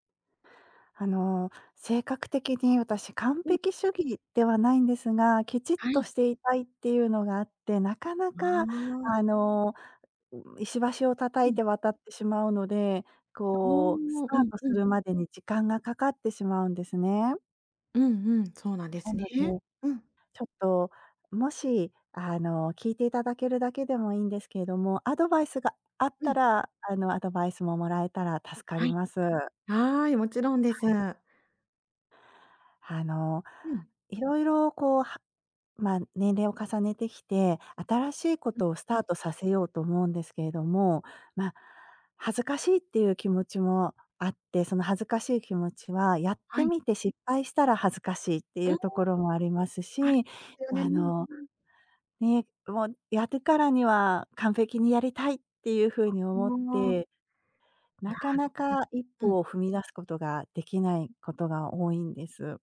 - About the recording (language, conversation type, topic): Japanese, advice, 完璧を求めすぎて取りかかれず、なかなか決められないのはなぜですか？
- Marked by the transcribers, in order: none